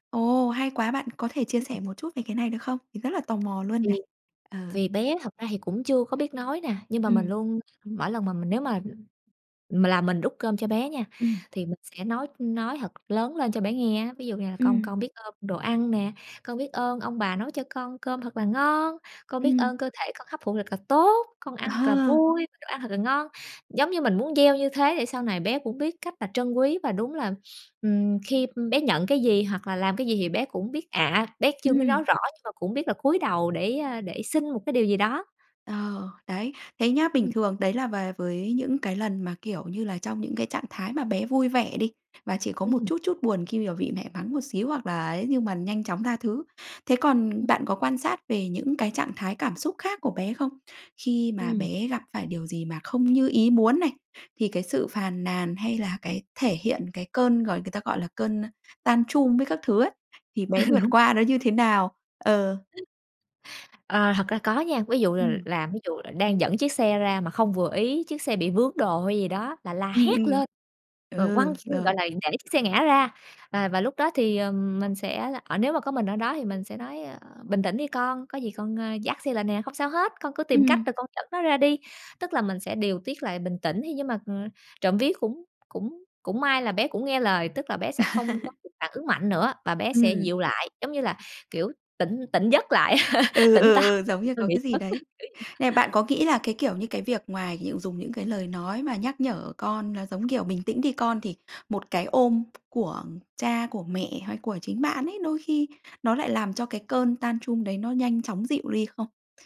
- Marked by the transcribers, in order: tapping; other background noise; in English: "tantrum"; laughing while speaking: "Ừ"; unintelligible speech; chuckle; laugh; laughing while speaking: "táo"; laughing while speaking: "á"; unintelligible speech; in English: "tantrum"
- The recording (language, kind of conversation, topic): Vietnamese, podcast, Làm sao để nhận ra ngôn ngữ yêu thương của con?